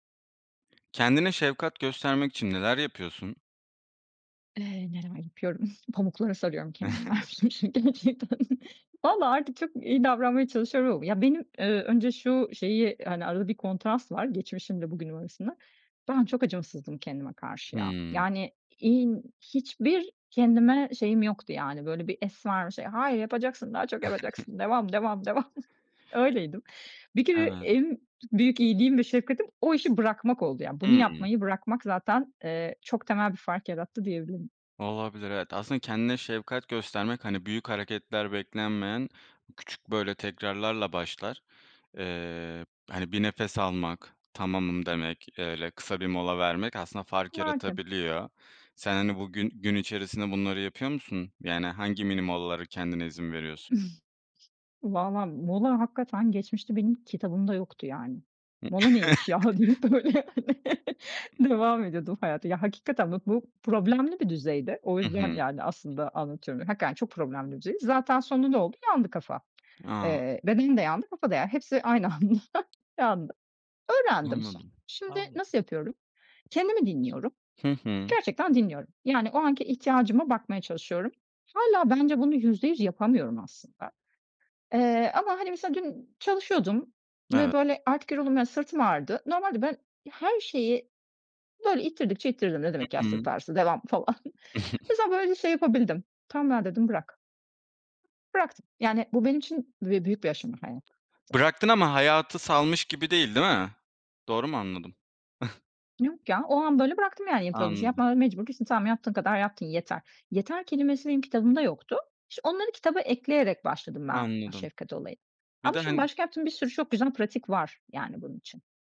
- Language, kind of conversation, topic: Turkish, podcast, Kendine şefkat göstermek için neler yapıyorsun?
- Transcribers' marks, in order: tapping; other background noise; giggle; laughing while speaking: "dermişim şi gerçekten"; giggle; laughing while speaking: "devam. öyleydim"; chuckle; laughing while speaking: "neymiş ya! diye böyle hani"; chuckle; laughing while speaking: "aynı anda yandı"; laughing while speaking: "falan"; chuckle; unintelligible speech; scoff